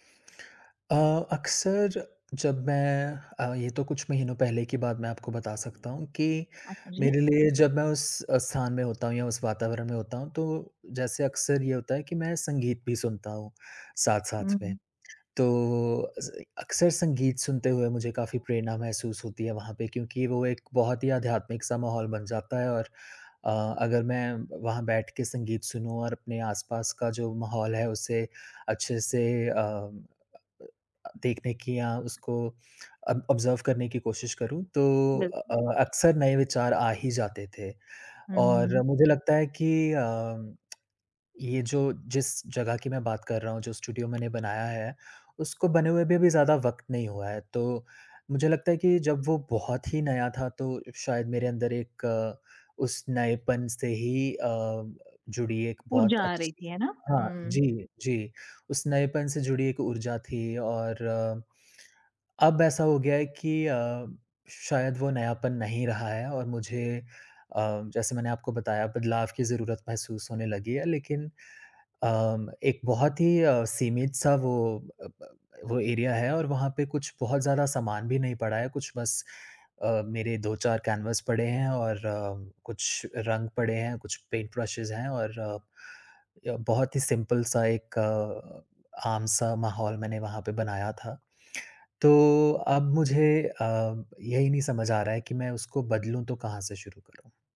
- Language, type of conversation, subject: Hindi, advice, परिचित माहौल में निरंतर ऊब महसूस होने पर नए विचार कैसे लाएँ?
- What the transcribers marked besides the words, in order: other background noise; in English: "ऑब्जर्व"; tongue click; tapping; in English: "एरिया"; in English: "कैनवास"; in English: "पेंट ब्रशेस"; in English: "सिंपल-सा"